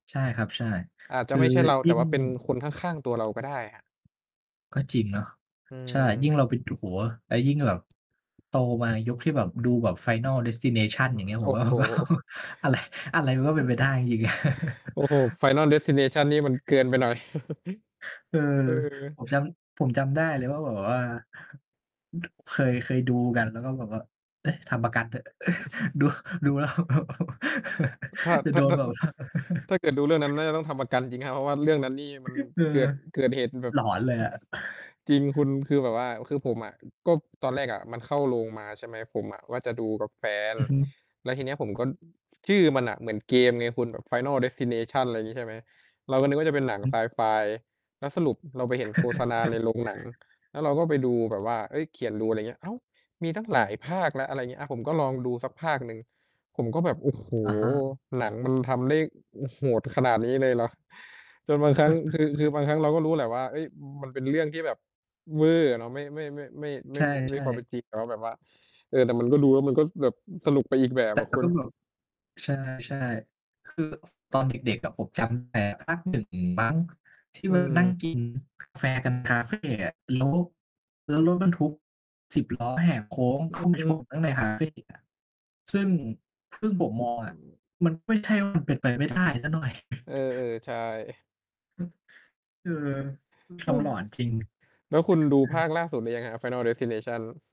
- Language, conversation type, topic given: Thai, unstructured, การออมเงินรายเดือนสำคัญต่อชีวิตมากแค่ไหน?
- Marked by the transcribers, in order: distorted speech; laughing while speaking: "ผมว่ามันก็"; laughing while speaking: "จริง ๆ อะ"; chuckle; laugh; other background noise; chuckle; laughing while speaking: "ดู ดูแล้วแบบ จะโดนแบบว่า"; chuckle; chuckle; chuckle; mechanical hum; chuckle; chuckle